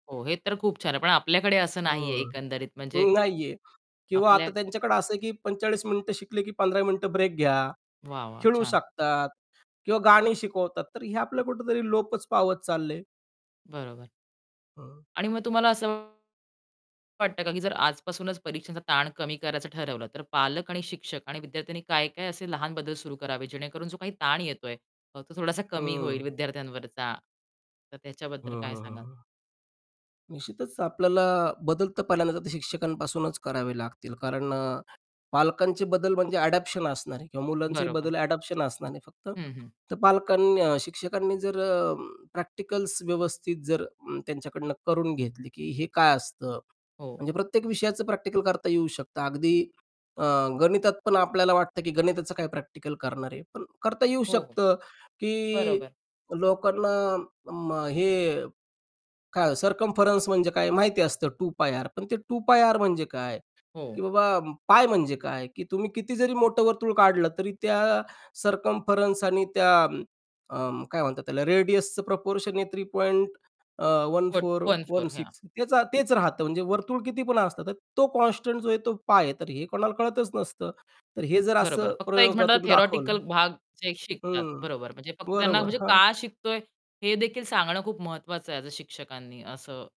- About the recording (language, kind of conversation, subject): Marathi, podcast, परीक्षांवरचा भर कमी करायला हवा का?
- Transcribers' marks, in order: other background noise; distorted speech; tapping; in English: "सर्कम्फरन्स"; in English: "सर्कम्फरन्स"; in English: "रेडियसचं प्रपोर्शन"; unintelligible speech; in English: "कॉन्स्टंट"; in English: "थियोरेटिकल"